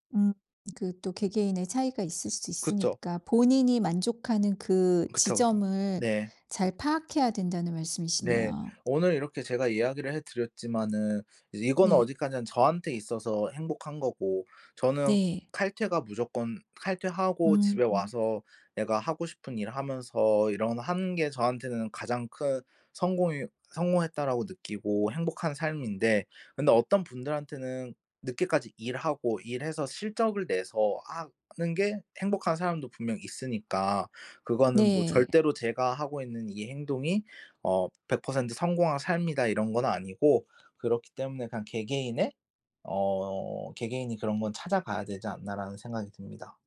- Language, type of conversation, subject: Korean, podcast, 일과 삶의 균형은 성공의 일부인가요?
- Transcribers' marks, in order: other background noise; tapping